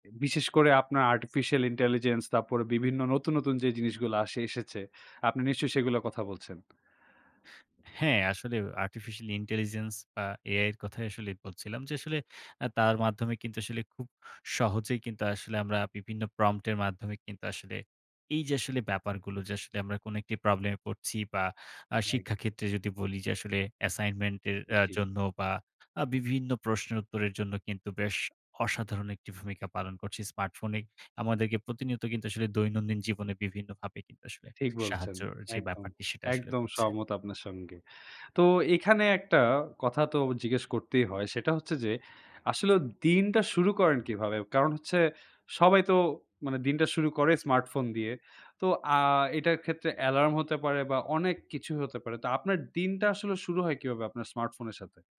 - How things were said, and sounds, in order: in English: "Artificial Intelligence"; in English: "Artificial Intelligence"; in English: "prompt"
- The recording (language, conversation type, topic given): Bengali, podcast, আপনি দৈনন্দিন কাজে স্মার্টফোন কীভাবে ব্যবহার করেন?